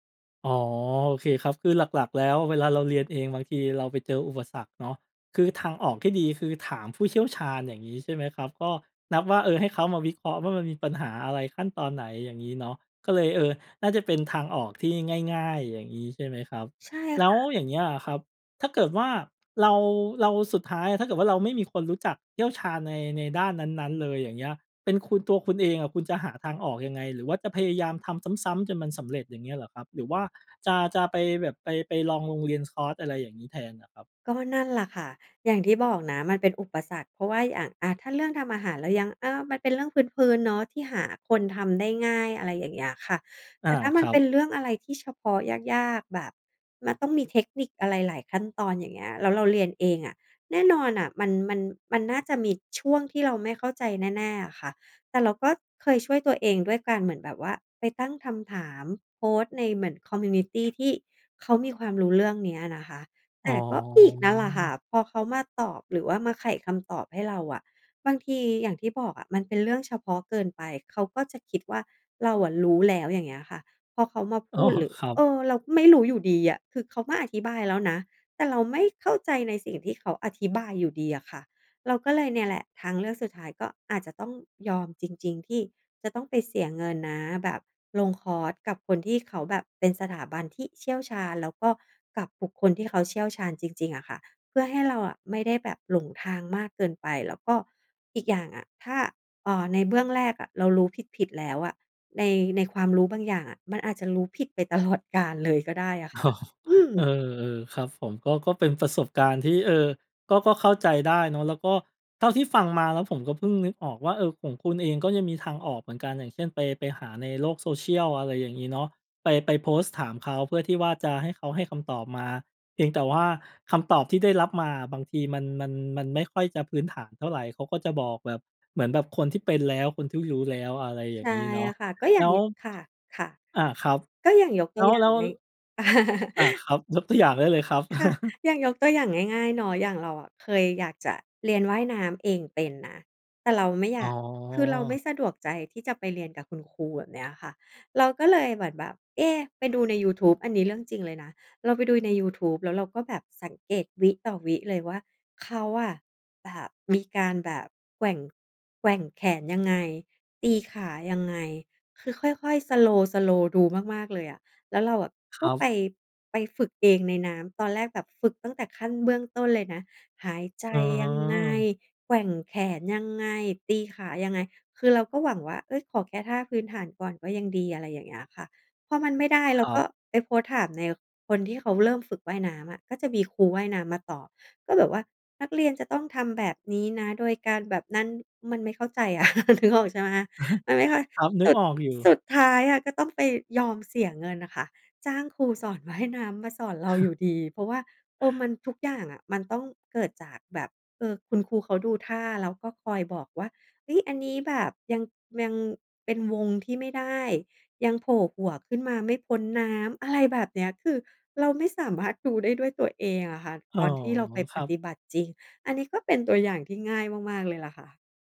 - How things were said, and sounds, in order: in English: "คอมมิวนิตี"; drawn out: "อ๋อ"; stressed: "อีก"; laughing while speaking: "อ๋อ"; chuckle; in English: "Slow Slow"; chuckle; chuckle
- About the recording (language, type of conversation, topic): Thai, podcast, เคยเจออุปสรรคตอนเรียนเองไหม แล้วจัดการยังไง?